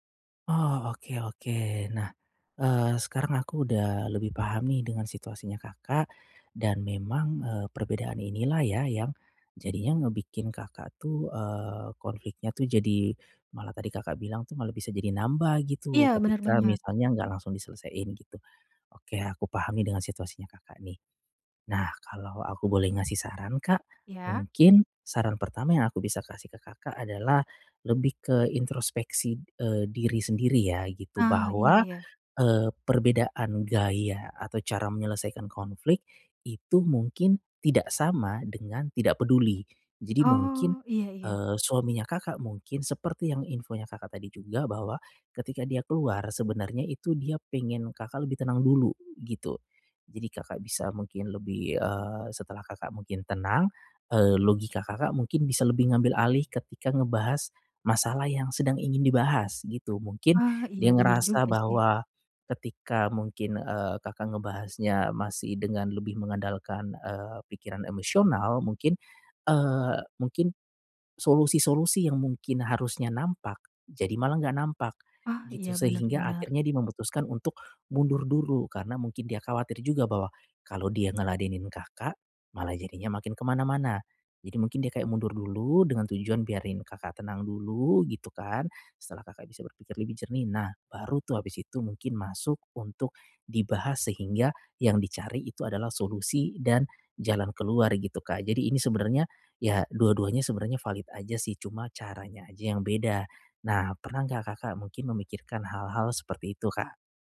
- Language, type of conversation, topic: Indonesian, advice, Bagaimana cara mengendalikan emosi saat berdebat dengan pasangan?
- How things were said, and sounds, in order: none